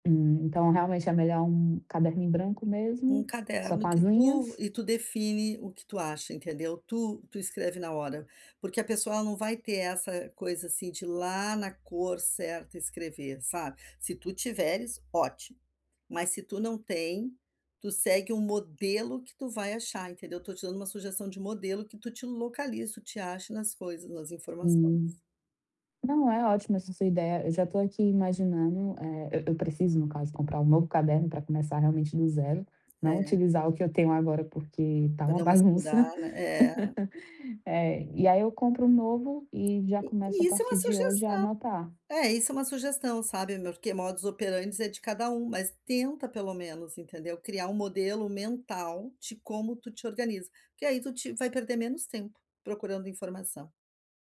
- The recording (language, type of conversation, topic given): Portuguese, advice, Como posso organizar melhor minhas notas e rascunhos?
- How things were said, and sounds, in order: tapping; other background noise; laugh; "porque" said as "morque"; in Latin: "modus operandi"